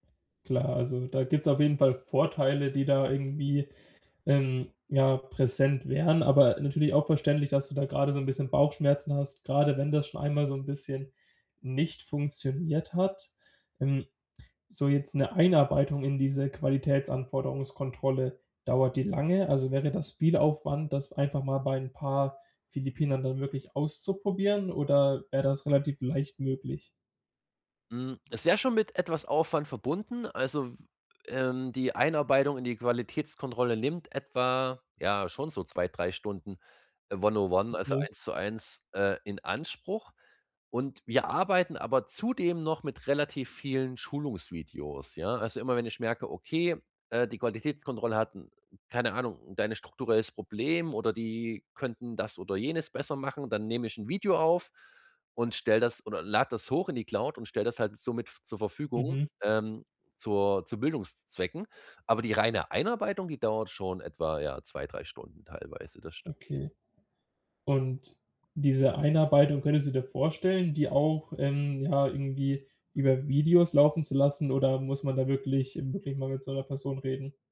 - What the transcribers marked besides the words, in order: other background noise; in English: "one-o-one"; "one-on-one" said as "one-o-one"
- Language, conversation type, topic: German, advice, Wie kann ich Aufgaben richtig delegieren, damit ich Zeit spare und die Arbeit zuverlässig erledigt wird?